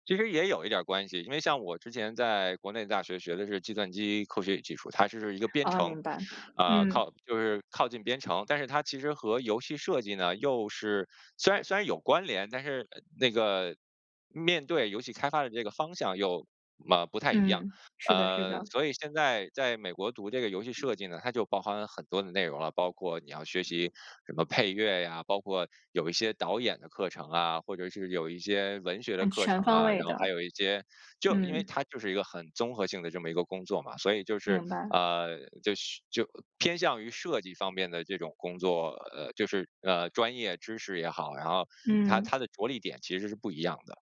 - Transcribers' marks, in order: none
- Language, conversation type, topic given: Chinese, podcast, 假如没有经济压力，你会做什么工作？